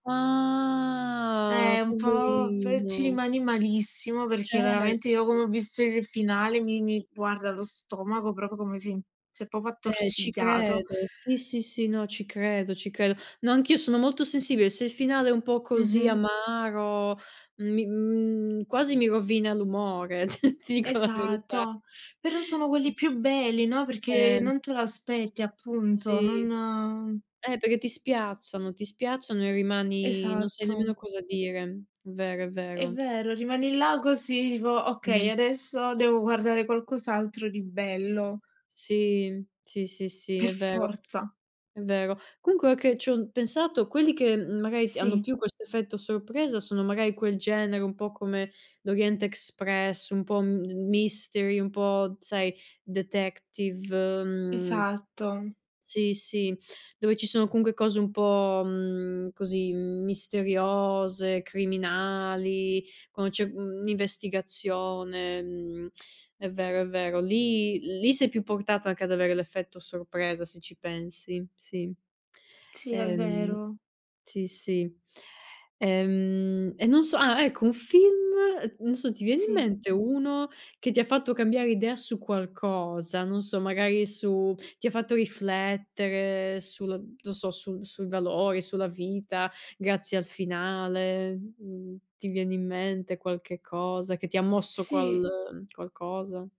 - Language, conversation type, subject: Italian, unstructured, Hai mai avuto una sorpresa guardando un film fino alla fine?
- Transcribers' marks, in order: drawn out: "Ah"; other background noise; "proprio" said as "popio"; "credo" said as "chedo"; tapping; laughing while speaking: "t ti dico la verità"; "Comunque" said as "counque"; in English: "mystery"; in English: "detective"; "comunque" said as "counque"